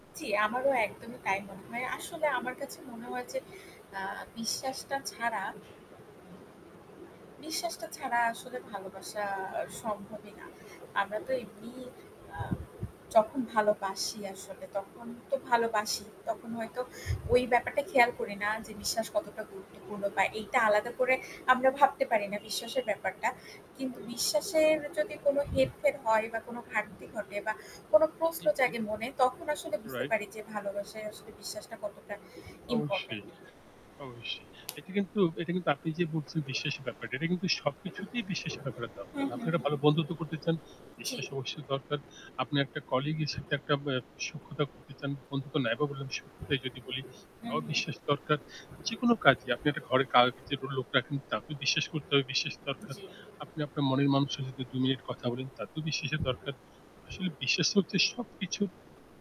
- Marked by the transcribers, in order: static; horn; other background noise; unintelligible speech; unintelligible speech
- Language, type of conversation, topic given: Bengali, unstructured, তোমার মতে ভালোবাসায় বিশ্বাস কতটা জরুরি?